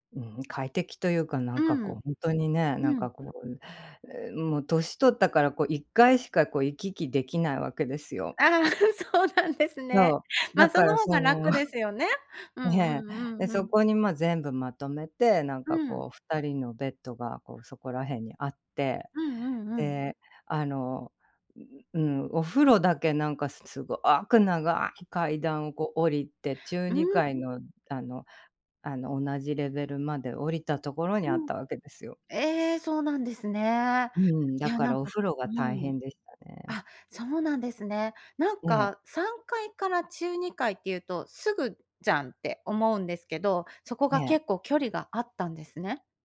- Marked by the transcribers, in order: other background noise; laughing while speaking: "ああ、そうなんですね"; chuckle
- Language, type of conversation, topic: Japanese, podcast, 祖父母との思い出をひとつ聞かせてくれますか？